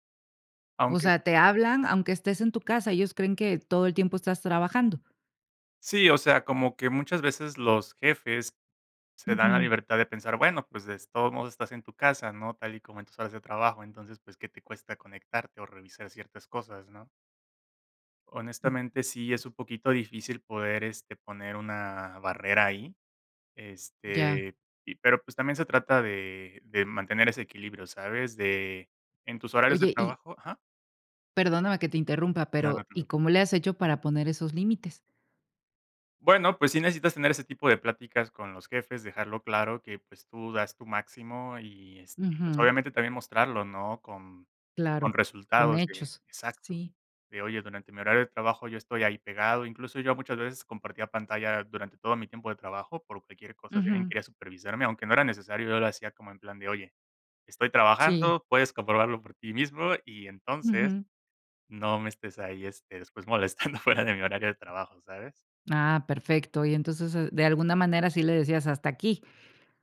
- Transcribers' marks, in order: laughing while speaking: "después molestando"; tapping
- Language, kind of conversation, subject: Spanish, podcast, ¿Qué opinas del teletrabajo frente al trabajo en la oficina?